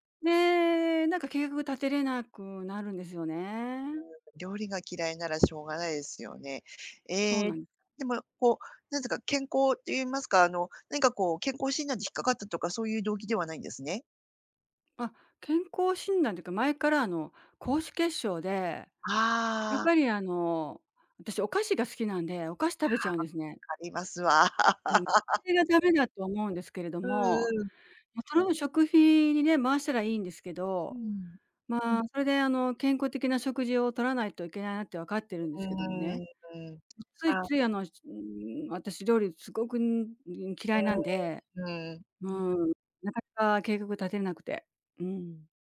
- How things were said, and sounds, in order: other background noise; tapping; laugh
- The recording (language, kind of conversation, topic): Japanese, advice, 食事計画を続けられないのはなぜですか？